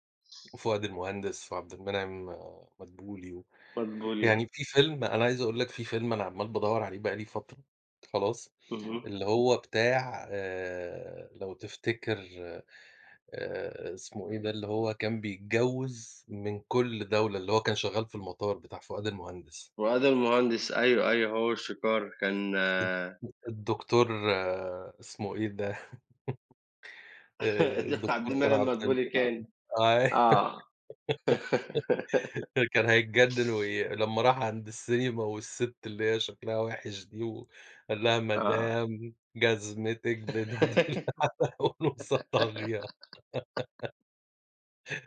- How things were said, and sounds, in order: laugh; laugh; other background noise; laugh; giggle; unintelligible speech; giggle
- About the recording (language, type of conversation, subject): Arabic, unstructured, إيه هو الفيلم الكوميدي اللي عمرَك ما بتزهق من إنك تتفرّج عليه؟
- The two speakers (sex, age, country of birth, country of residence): male, 35-39, Egypt, Egypt; male, 40-44, Egypt, Portugal